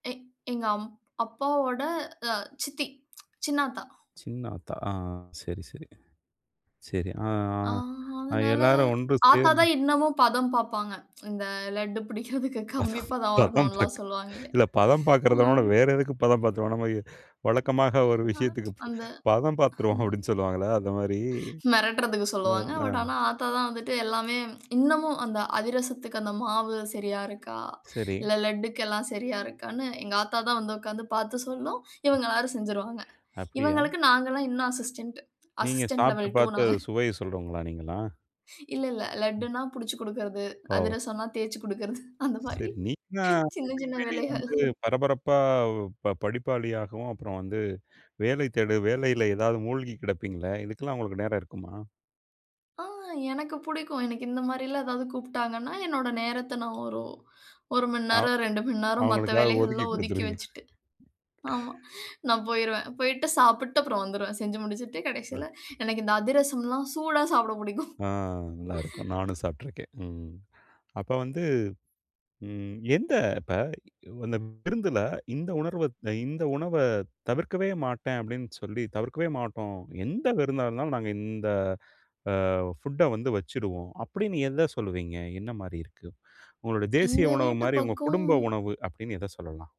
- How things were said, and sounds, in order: tapping; other background noise; chuckle; laughing while speaking: "பதம் இல்ல பதம் பார்க்கிறதை விட … விஷயத்திற்கு பதம் பார்த்துடுவோம்"; chuckle; in English: "பட்"; lip smack; other noise; chuckle; in English: "அசிஸ்டன்ட். அசிஸ்டன்ட் லெவல் டூ"; chuckle; laughing while speaking: "அதிரசம்ன்னா, தேய்ச்சு குடுக்கறது அந்த மாதிரி சின்ன சின்ன வேலைகள்"; laughing while speaking: "அப்புறம் வந்து வேலை தேடு வேலையில ஏதாவது மூழ்கிக் கிடப்பீங்களே"; laughing while speaking: "அவ அவர்களுக்காக ஒதுக்கி கொடுத்துடுவீங்க"; chuckle; laughing while speaking: "எனக்கு இந்த அதிரசம்லாம் சூடா சாப்பிட பிடிக்கும்"; chuckle
- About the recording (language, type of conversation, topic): Tamil, podcast, உங்கள் வீட்டிற்கு விருந்தினர்கள் வரும்போது உணவுத் திட்டத்தை எப்படிச் செய்கிறீர்கள்?